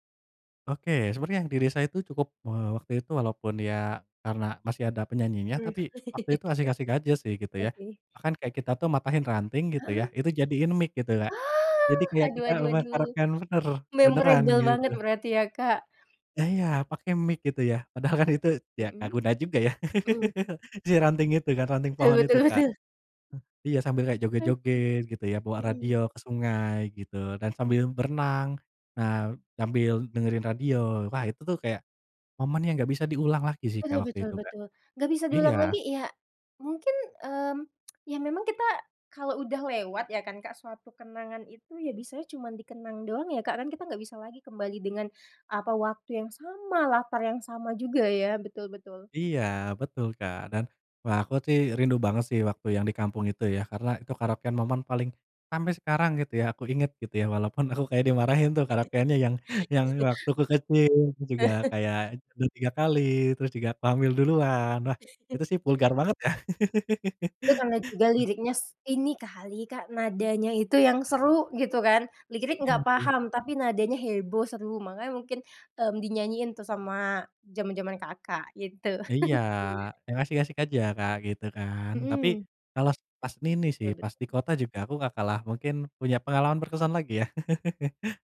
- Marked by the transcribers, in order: laugh; in English: "mic"; in English: "memorable"; in English: "mic"; laughing while speaking: "Padahal kan"; laugh; other background noise; laughing while speaking: "betul"; tsk; laugh; laughing while speaking: "aku kayak dimarahin tuh karaokeannya yang waktu kecil"; laugh; chuckle; laugh; background speech; chuckle; laugh
- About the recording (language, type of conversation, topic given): Indonesian, podcast, Apa pengalaman bernyanyi bersama teman yang paling kamu ingat saat masih kecil?